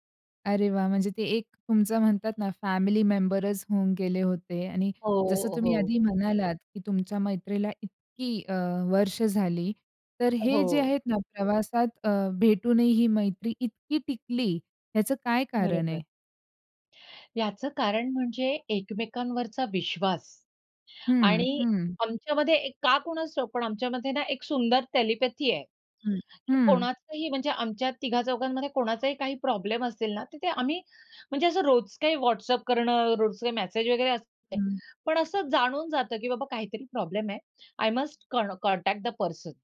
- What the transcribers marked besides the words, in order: other background noise; in English: "टेलिपॅथी"; in English: "आय मस्ट कण कॉन्टॅक्ट द पर्सन"
- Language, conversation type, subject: Marathi, podcast, प्रवासात भेटलेले मित्र दीर्घकाळ टिकणारे जिवलग मित्र कसे बनले?